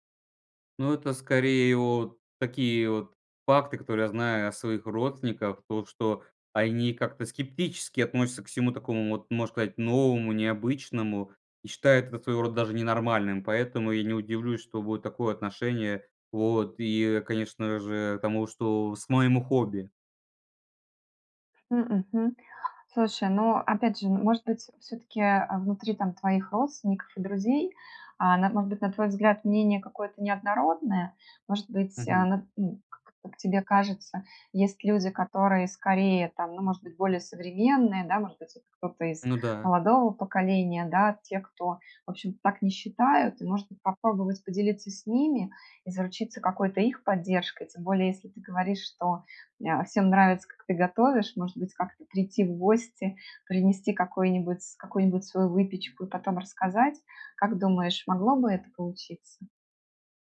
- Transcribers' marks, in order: none
- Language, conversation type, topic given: Russian, advice, Почему я скрываю своё хобби или увлечение от друзей и семьи?